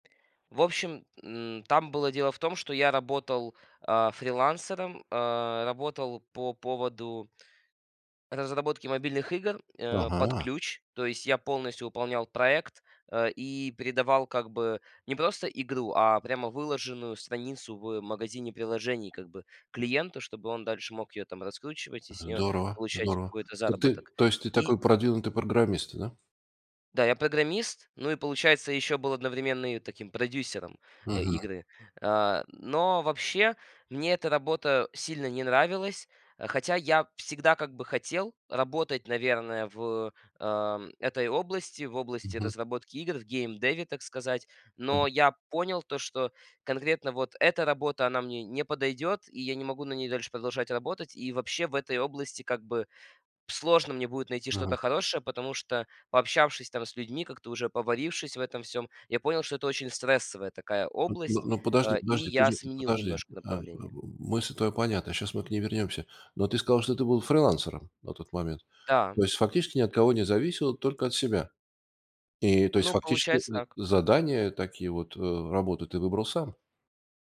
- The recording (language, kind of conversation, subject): Russian, podcast, Как выбрать между карьерой и личным счастьем?
- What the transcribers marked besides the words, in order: tapping; in English: "геймдеве"